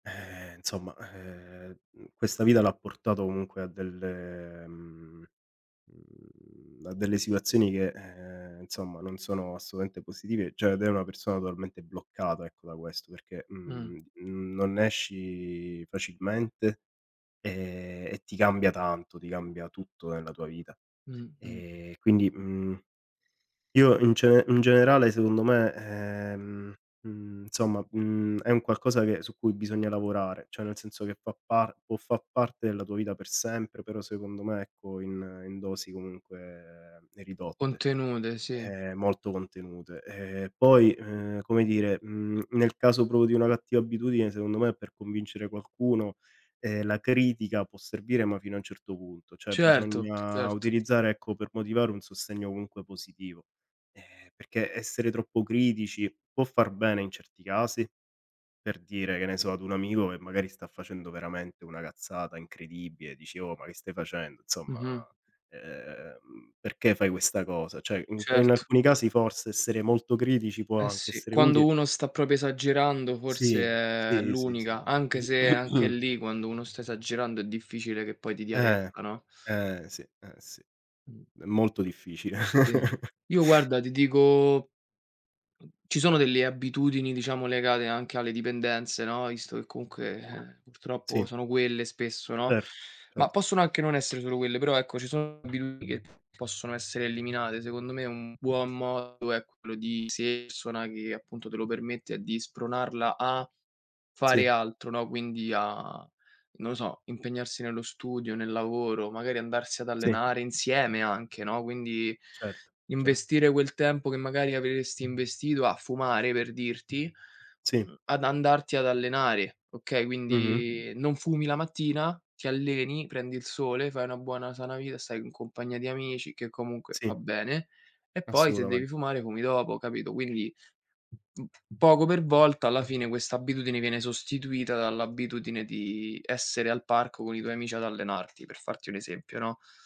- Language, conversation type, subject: Italian, unstructured, Come si può convincere qualcuno a cambiare una cattiva abitudine?
- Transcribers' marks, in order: tapping; "cioè" said as "ceh"; other background noise; "Cioè" said as "ceh"; "cioè" said as "ceh"; throat clearing; chuckle; unintelligible speech; unintelligible speech